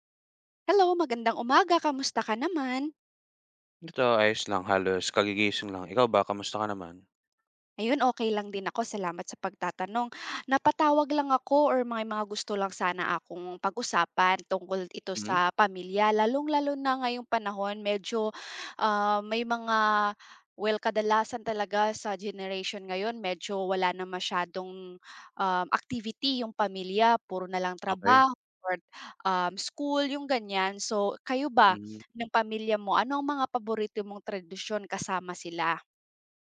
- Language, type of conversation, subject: Filipino, unstructured, Ano ang paborito mong tradisyon kasama ang pamilya?
- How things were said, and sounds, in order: tapping